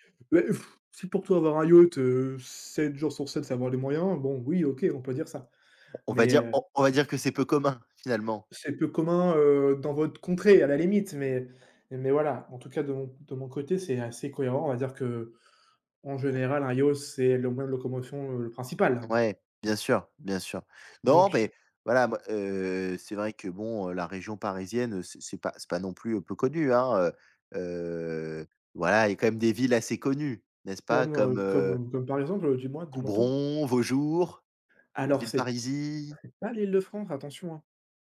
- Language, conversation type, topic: French, unstructured, Qu’est-ce qui rend un voyage inoubliable selon toi ?
- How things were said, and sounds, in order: blowing; tapping; unintelligible speech; drawn out: "heu"